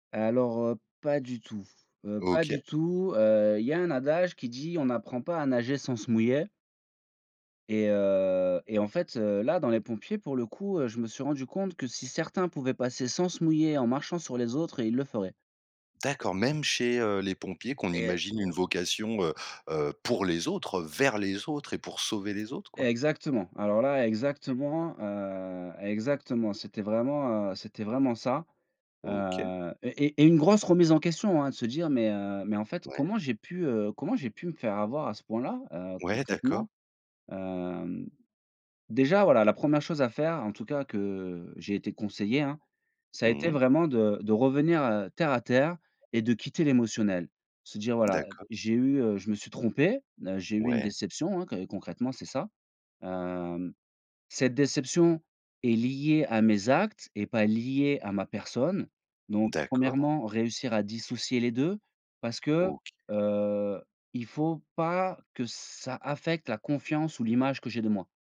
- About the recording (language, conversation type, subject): French, podcast, Quand tu fais une erreur, comment gardes-tu confiance en toi ?
- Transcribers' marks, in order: other background noise; stressed: "pour"; stressed: "vers"; tapping